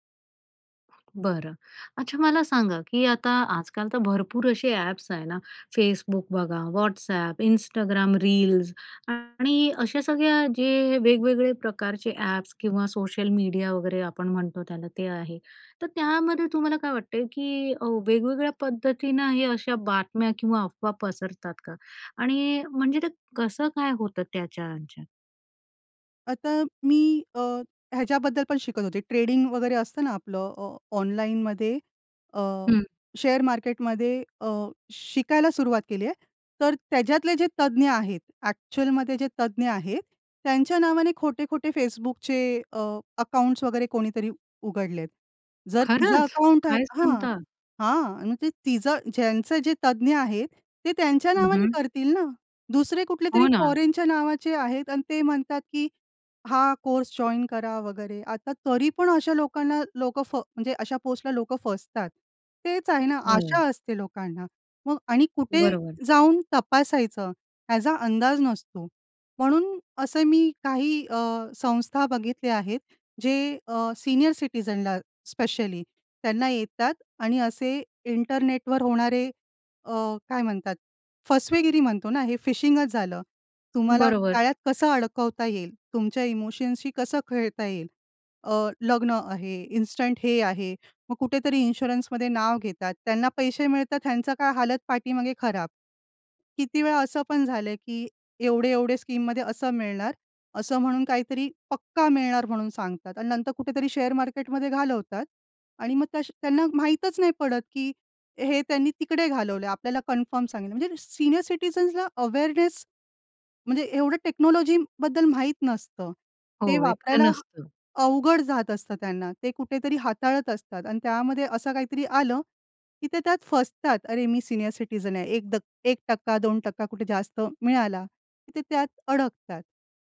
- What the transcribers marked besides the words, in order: in English: "ट्रेडिंग"; surprised: "खरंच! काय सांगता?"; in English: "जॉइन"; in English: "सीनियर सिटिझनला स्पेशली"; in English: "फिशिंगच"; in English: "इमोशनशी"; in English: "इन्स्टंट"; in English: "इन्शुरन्समध्ये"; in Hindi: "हालत"; in English: "स्कीममध्ये"; in English: "कन्फर्म"; in English: "सीनियर सिटिझन्सला अवेअरनेस"; in English: "टेक्नॉलॉजीबद्दल"; background speech; in English: "सीनियर सिटिझन"
- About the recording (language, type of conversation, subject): Marathi, podcast, सोशल मिडियावर खोटी माहिती कशी पसरते?